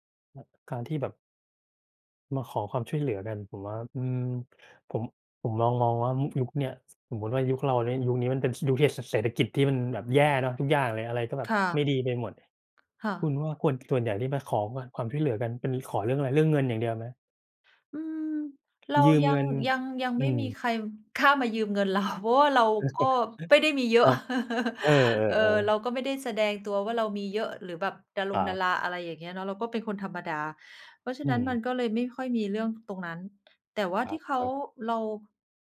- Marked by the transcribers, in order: tapping; chuckle
- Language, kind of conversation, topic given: Thai, unstructured, คุณคิดว่าการขอความช่วยเหลือเป็นเรื่องอ่อนแอไหม?